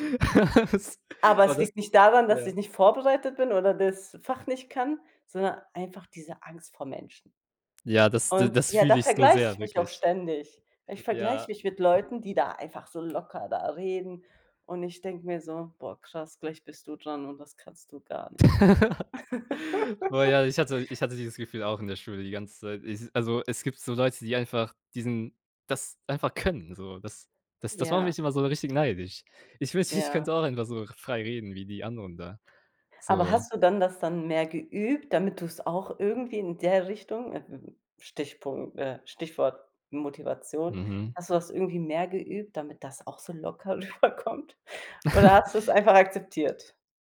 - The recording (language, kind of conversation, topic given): German, unstructured, Was hältst du von dem Leistungsdruck, der durch ständige Vergleiche mit anderen entsteht?
- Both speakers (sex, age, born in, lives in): female, 30-34, Germany, Germany; male, 18-19, Germany, Germany
- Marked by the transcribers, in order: laugh; laughing while speaking: "Was?"; other background noise; tapping; laugh; laughing while speaking: "rüberkommt"; snort